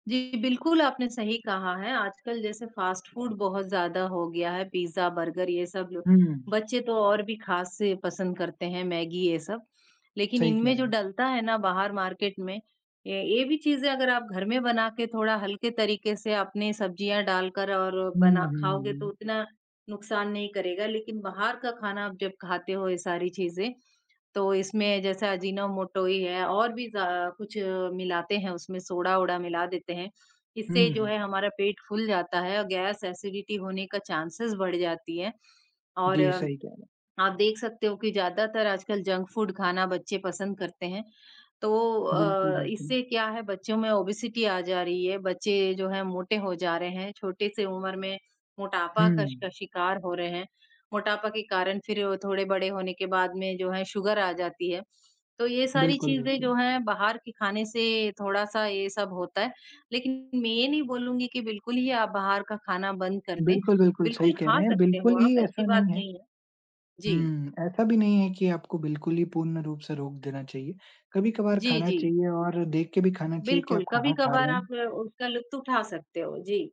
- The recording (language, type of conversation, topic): Hindi, unstructured, क्या आपको घर पर खाना बनाना पसंद है?
- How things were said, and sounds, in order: in English: "फूड"; in English: "मार्केट"; in English: "चांसेस"; other background noise; in English: "ओबेसिटी"; in English: "सुगर"; tapping